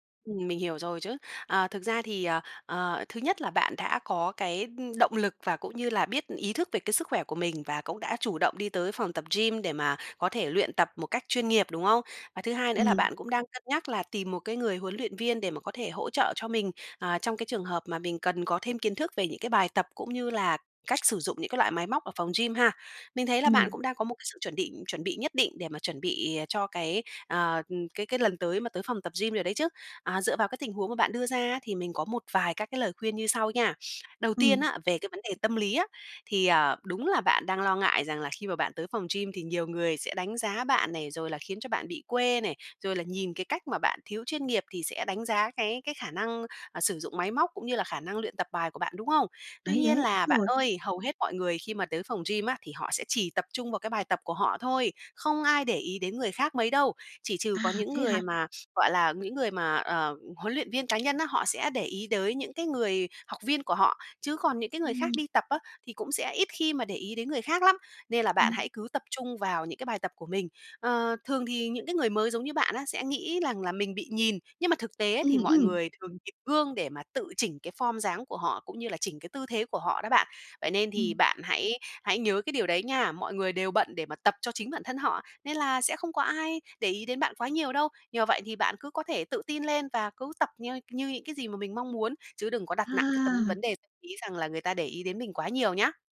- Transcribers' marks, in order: tapping; other background noise; horn
- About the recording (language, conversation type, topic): Vietnamese, advice, Mình nên làm gì để bớt lo lắng khi mới bắt đầu tập ở phòng gym đông người?